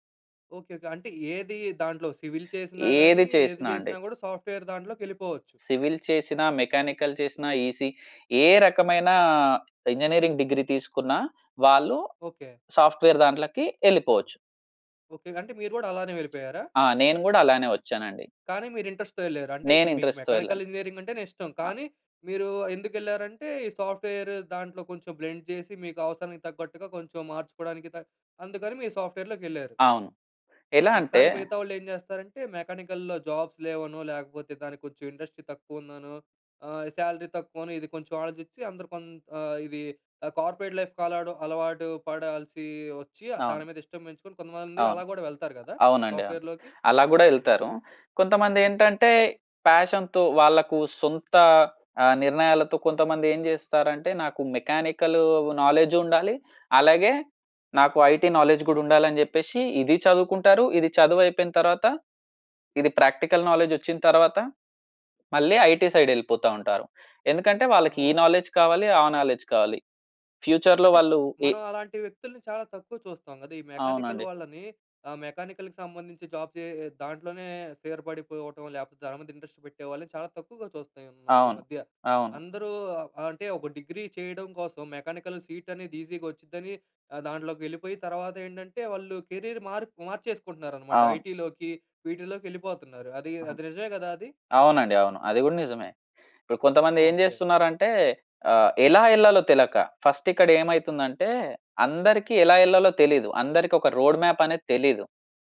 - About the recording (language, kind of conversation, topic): Telugu, podcast, కెరీర్ మార్పు గురించి ఆలోచించినప్పుడు మీ మొదటి అడుగు ఏమిటి?
- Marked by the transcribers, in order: in English: "సివిల్"; in English: "సాఫ్ట్‌వేర్"; in English: "సివిల్"; in English: "మెకానికల్"; in English: "ఈసిఈ"; in English: "సాఫ్ట్‌వేర్"; in English: "ఇంట్రెస్ట్‌తో"; in English: "ఇంట్రెస్ట్‌తో"; in English: "మెకానికల్ ఇంజనీరింగ్"; in English: "సాఫ్ట్‌వేర్"; in English: "బ్లెండ్"; in English: "సాఫ్ట్‌వేర్‌లోకి"; in English: "మెకానికల్‌లో జాబ్స్"; in English: "ఇండస్ట్రీ"; in English: "సాలరీ"; in English: "కార్పొరేట్ లైఫ్"; in English: "సాఫ్ట్‌వేర్‌లోకి"; in English: "ప్యాషన్"; in English: "మెకానికల్ నాలెడ్జ్"; in English: "ఐటీ నాలెడ్జ్"; in English: "ప్రాక్టికల్ నాలెడ్జ్"; in English: "ఐటీ సైడ్"; in English: "నాలెడ్జ్"; in English: "నాలెడ్జ్"; in English: "ఫ్యూచర్‌లో"; in English: "మెకానికల్"; in English: "మెకానికల్‌కి"; in English: "జాబ్"; in English: "ఇంట్రెస్ట్"; in English: "మెకానికల్ సీట్"; in English: "ఈజీగా"; in English: "కెరియర్"; in English: "ఐటీలోకి"; other noise; in English: "ఫస్ట్"; in English: "రోడ్ మ్యాప్"